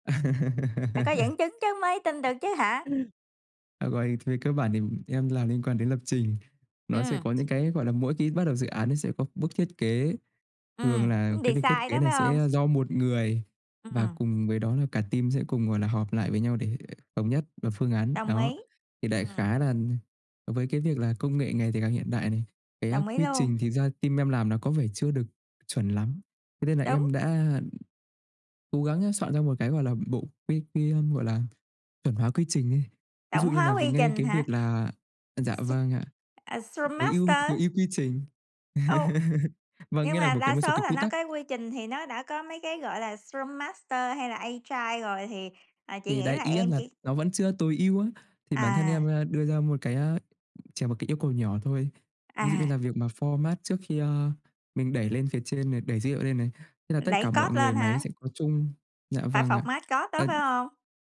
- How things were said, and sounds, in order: laugh; other background noise; in English: "đì xai"; "design" said as "đì xai"; in English: "team"; in English: "team"; tapping; in English: "Scrum Master?"; laugh; in English: "Scrum Master"; in English: "Agile"; other noise; in English: "format"; in English: "cót"; "code" said as "cót"; in English: "format code"
- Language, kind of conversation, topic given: Vietnamese, unstructured, Bạn làm thế nào để thuyết phục người khác khi bạn không có quyền lực?